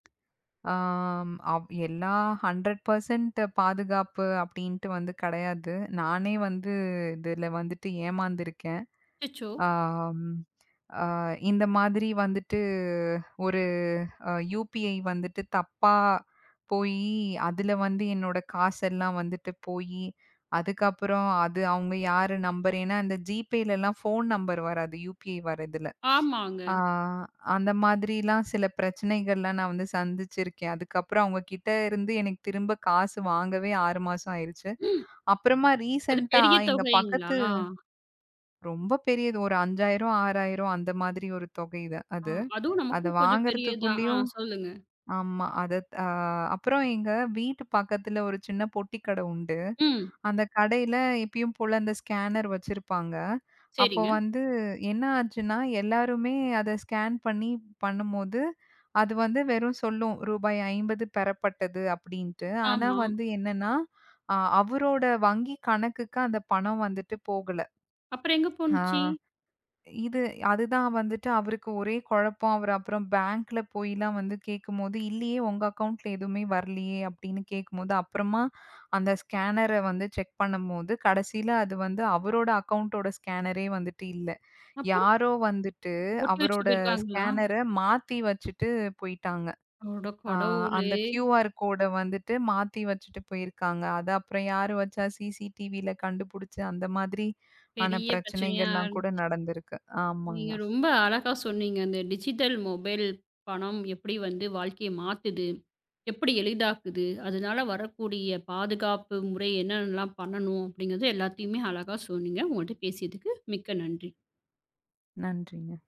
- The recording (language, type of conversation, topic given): Tamil, podcast, மொபைல் பணம் மற்றும் இலக்க வங்கி சேவைகள் நம் தினசரி வாழ்க்கையை எவ்வாறு எளிதாக்குகின்றன?
- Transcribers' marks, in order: other noise; in English: "ஹண்ட்ரட் பெர்ஸன்ட்"; in English: "UPI"; in English: "UPI"; in English: "ரீசன்ட்டா"; tapping; other background noise; in English: "CCTVல"